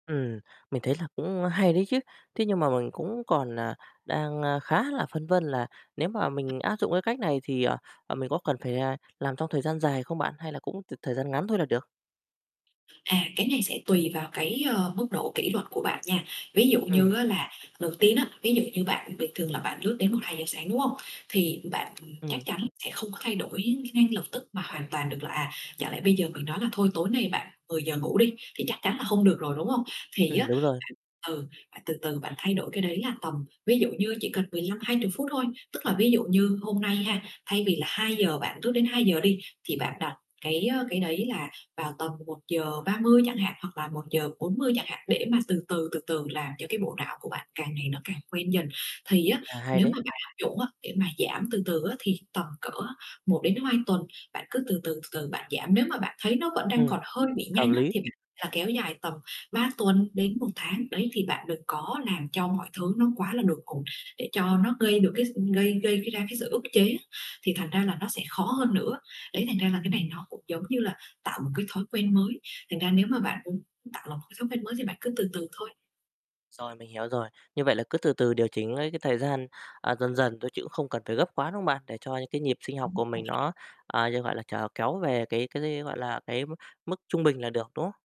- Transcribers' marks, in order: tapping; static; other background noise; unintelligible speech; distorted speech; "hai" said as "hoai"; mechanical hum; unintelligible speech
- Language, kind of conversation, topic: Vietnamese, advice, Bạn có thường thức khuya vì dùng điện thoại hoặc thiết bị điện tử trước khi ngủ không?